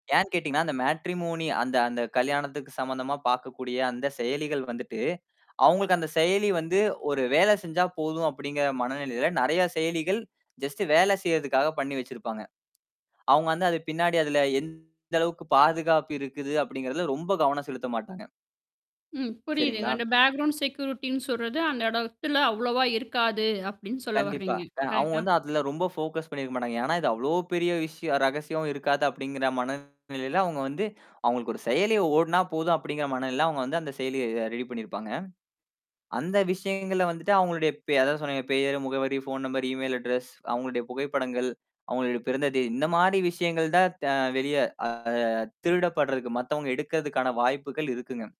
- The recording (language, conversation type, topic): Tamil, podcast, இணையத்தில் உங்கள் தடம் பற்றி நீங்கள் கவலைப்படுகிறீர்களா, ஏன் என்று சொல்ல முடியுமா?
- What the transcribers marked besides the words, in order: in English: "மேட்ரிமோனி"; in English: "ஜஸ்ட்"; distorted speech; in English: "பேக்கிரவுண்ட் செக்யூரிட்டின்னு"; other background noise; in English: "கரெக்டா?"; in English: "ஃபோகஸ்"; in English: "இமெயில் அட்ரஸ்"